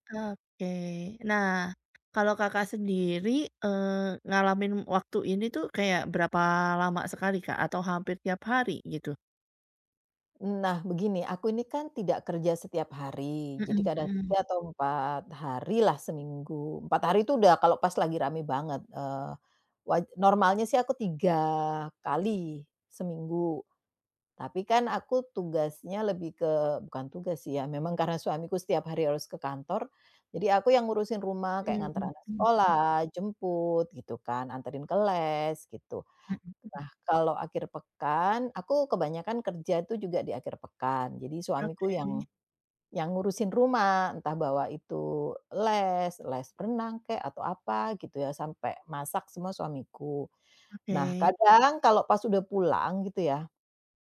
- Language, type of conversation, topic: Indonesian, advice, Bagaimana saya bisa tetap fokus tanpa merasa bersalah saat mengambil waktu istirahat?
- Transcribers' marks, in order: other background noise